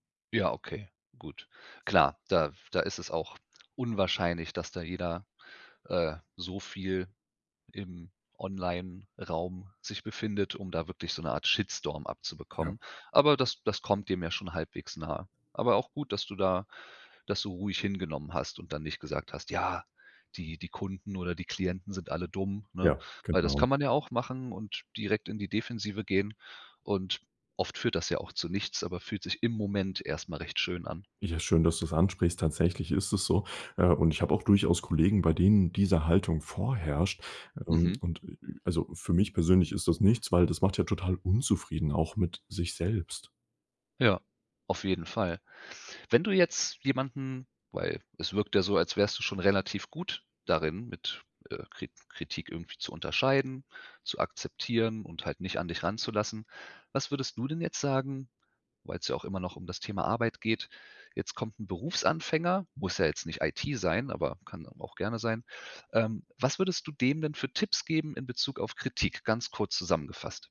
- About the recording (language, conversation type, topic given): German, podcast, Wie gehst du mit Kritik an deiner Arbeit um?
- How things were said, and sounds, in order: unintelligible speech